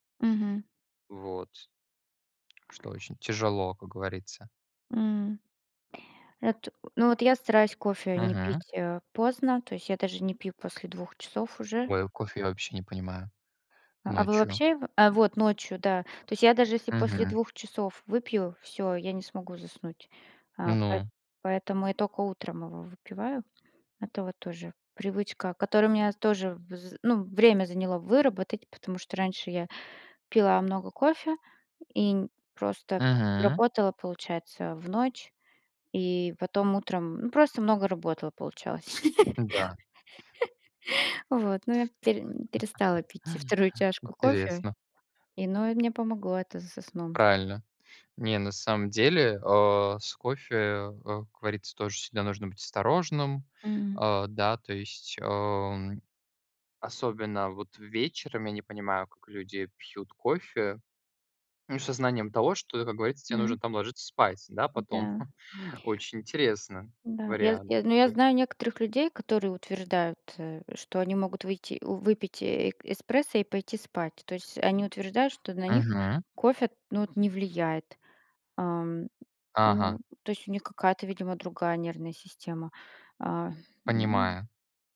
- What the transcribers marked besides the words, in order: tapping; laugh; other background noise; laugh; chuckle
- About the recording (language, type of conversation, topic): Russian, unstructured, Какие привычки помогают тебе оставаться продуктивным?